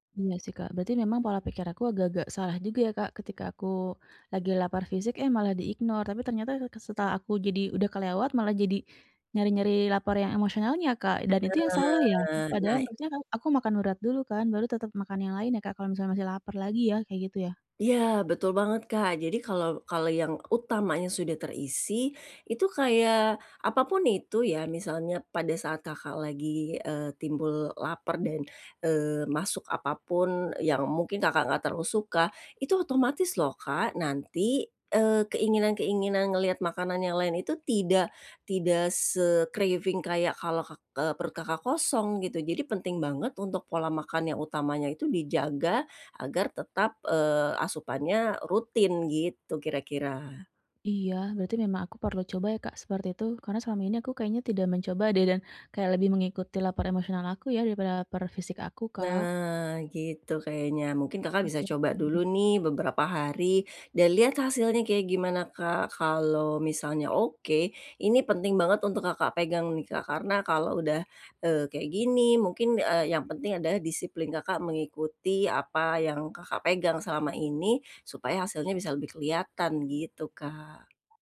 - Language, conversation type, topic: Indonesian, advice, Bagaimana saya bisa menata pola makan untuk mengurangi kecemasan?
- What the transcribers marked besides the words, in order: in English: "di-ignore"; in English: "se-craving"; other background noise